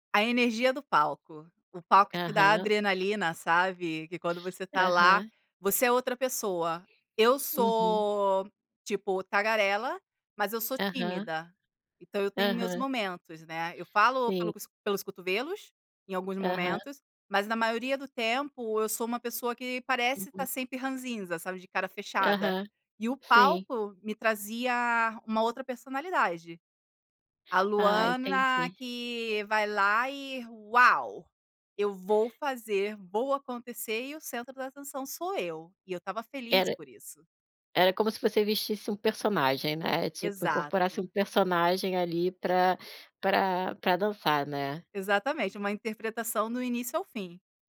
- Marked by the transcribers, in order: stressed: "Uau"
- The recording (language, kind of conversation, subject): Portuguese, podcast, O que mais te chama a atenção na dança, seja numa festa ou numa aula?